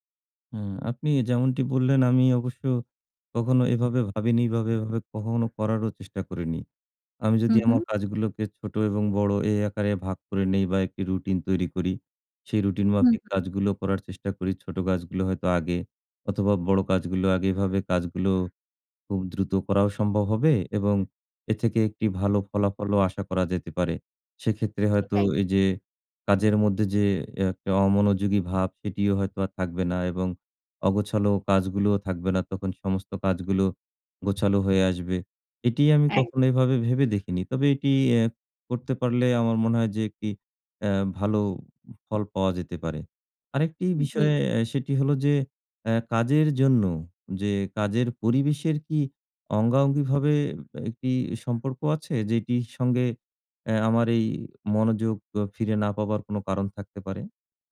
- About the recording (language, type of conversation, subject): Bengali, advice, বিরতি থেকে কাজে ফেরার পর আবার মনোযোগ ধরে রাখতে পারছি না—আমি কী করতে পারি?
- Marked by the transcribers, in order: none